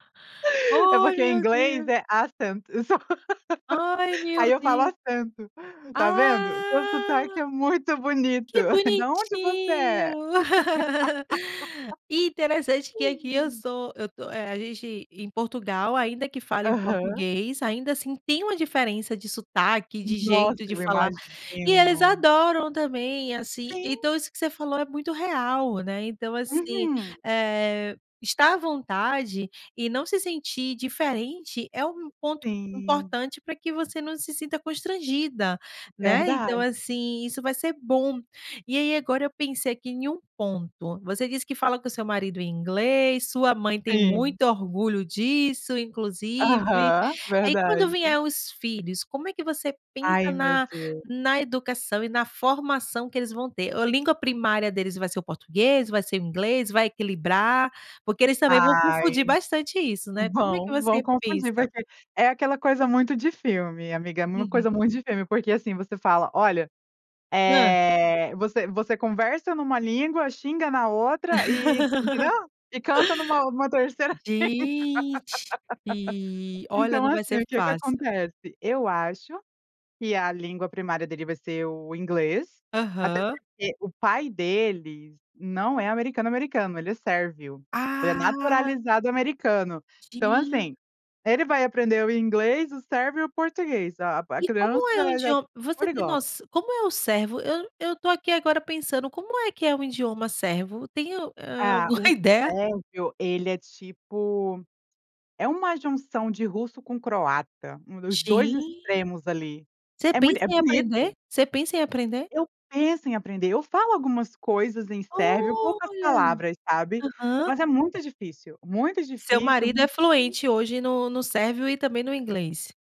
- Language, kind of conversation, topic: Portuguese, podcast, Como você mistura idiomas quando conversa com a família?
- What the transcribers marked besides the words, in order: in English: "accent"; laugh; laugh; laugh; laugh; drawn out: "Gente"; laugh